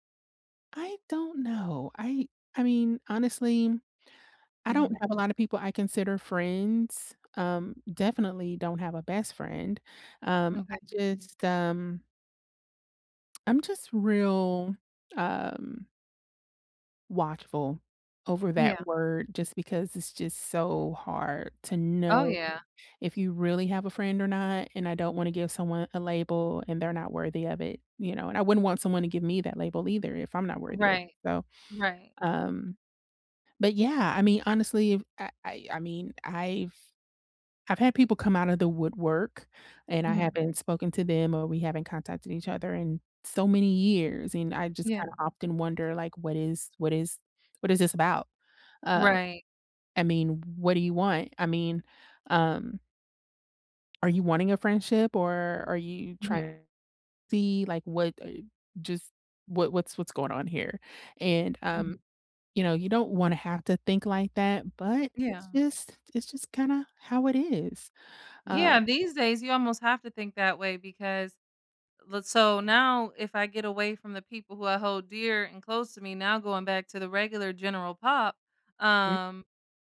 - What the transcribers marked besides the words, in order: tsk
- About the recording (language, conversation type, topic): English, unstructured, How should I handle old friendships resurfacing after long breaks?